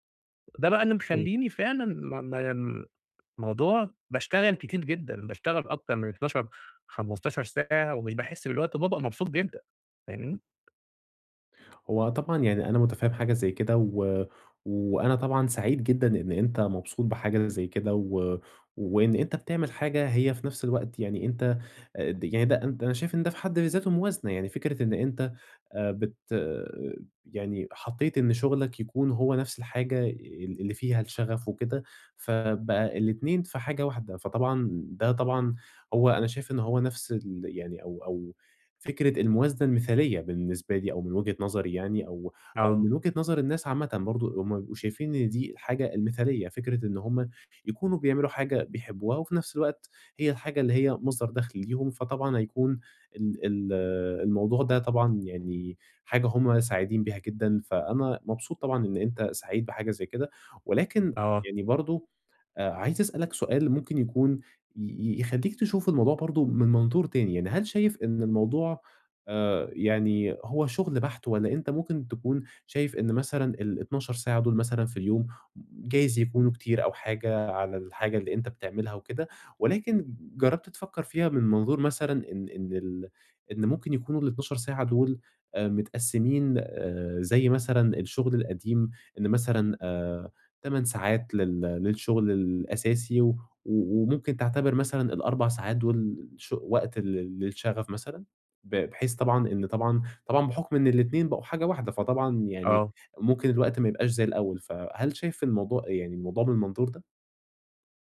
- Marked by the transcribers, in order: tapping
- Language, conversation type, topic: Arabic, advice, إزاي أوازن بين شغفي وهواياتي وبين متطلبات حياتي اليومية؟